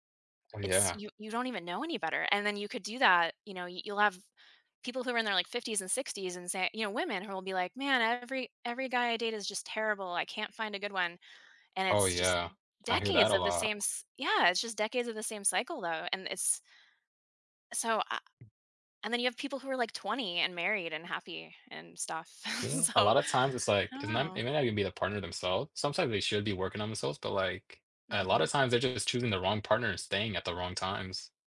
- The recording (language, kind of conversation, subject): English, unstructured, What are some emotional or practical reasons people remain in relationships that aren't healthy for them?
- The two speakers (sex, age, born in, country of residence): female, 40-44, United States, United States; male, 20-24, United States, United States
- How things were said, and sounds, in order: other background noise; tapping; laughing while speaking: "so"